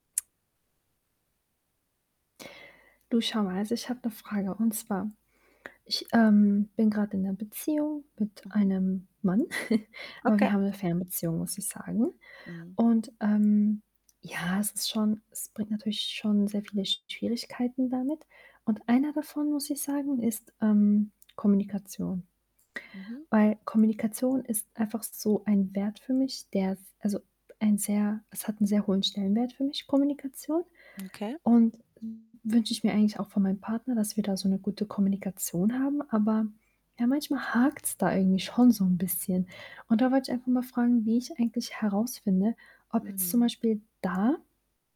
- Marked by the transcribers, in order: static; distorted speech; chuckle; other background noise
- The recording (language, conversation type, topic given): German, advice, Wie finde ich heraus, ob mein Partner meine Werte teilt?